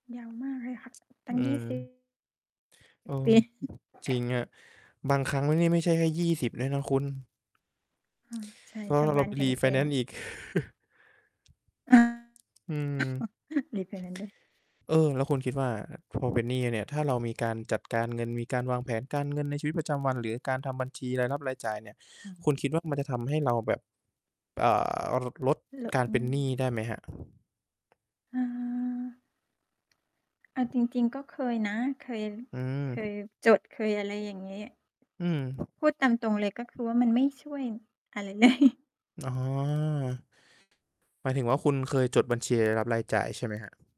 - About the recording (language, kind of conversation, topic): Thai, unstructured, ทำไมคนส่วนใหญ่ถึงยังมีปัญหาหนี้สินอยู่ตลอดเวลา?
- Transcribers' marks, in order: distorted speech; other noise; chuckle; tapping; static; chuckle; other background noise; laughing while speaking: "เลย"